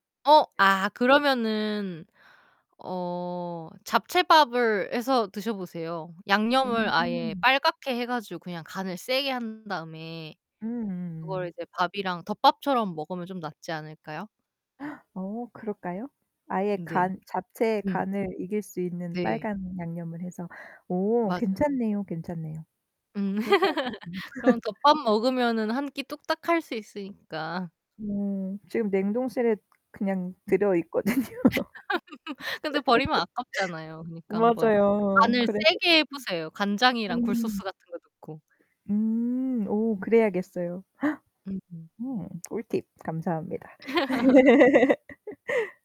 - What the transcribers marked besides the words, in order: distorted speech; static; gasp; other background noise; laugh; laugh; laughing while speaking: "있거든요"; laugh; gasp; laugh
- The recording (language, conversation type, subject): Korean, unstructured, 요리할 때 가장 좋아하는 재료는 무엇인가요?